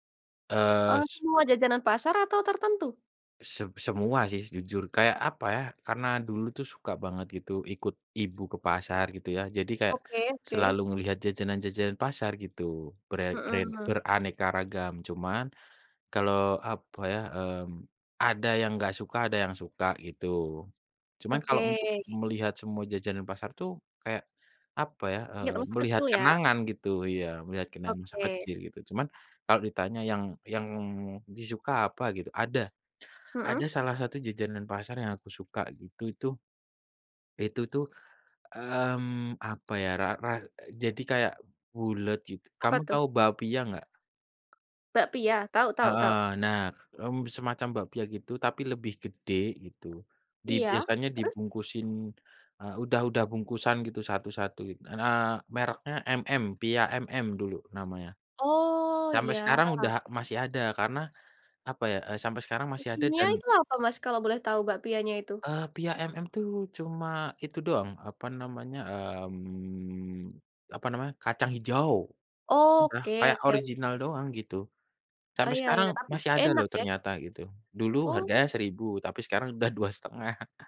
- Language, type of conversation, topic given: Indonesian, unstructured, Bagaimana makanan memengaruhi kenangan masa kecilmu?
- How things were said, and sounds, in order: other background noise; tapping; drawn out: "mmm"; laughing while speaking: "dua setengah"